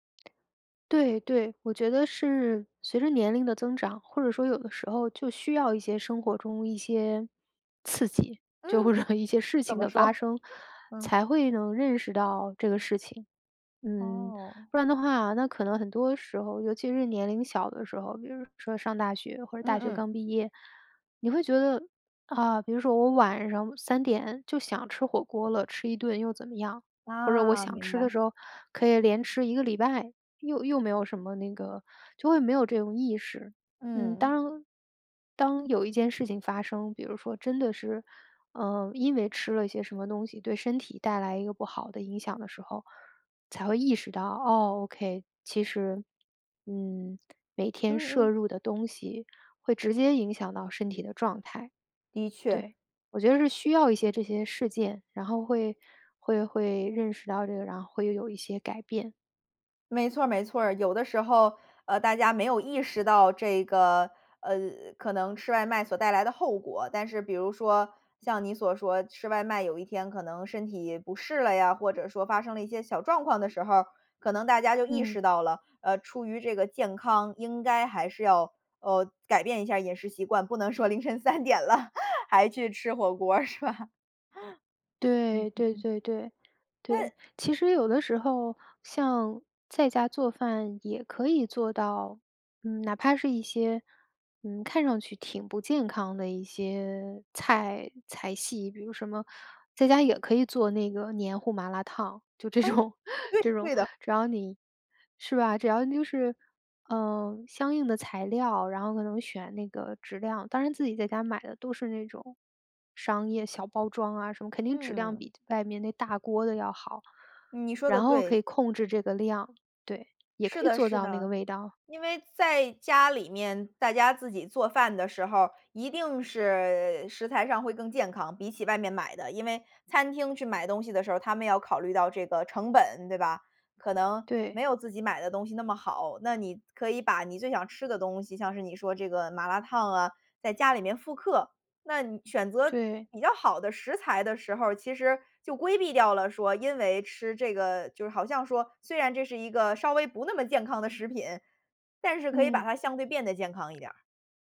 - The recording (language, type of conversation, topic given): Chinese, podcast, 你怎么看外卖和自己做饭的区别？
- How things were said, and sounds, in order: laughing while speaking: "让"; chuckle; laughing while speaking: "凌晨三 点了"; chuckle; laughing while speaking: "是吧"; chuckle; laughing while speaking: "这种"; chuckle